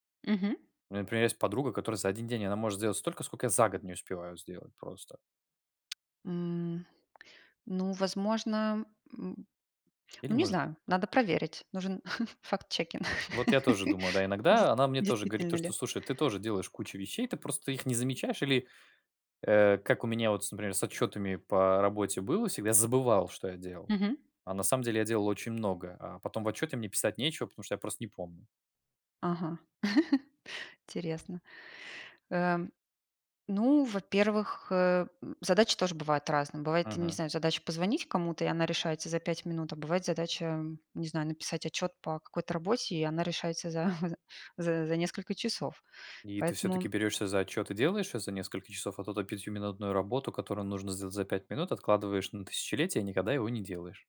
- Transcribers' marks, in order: tapping; chuckle; in English: "фактчекинг"; laugh; chuckle; chuckle
- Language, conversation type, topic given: Russian, unstructured, Какие технологии помогают вам в организации времени?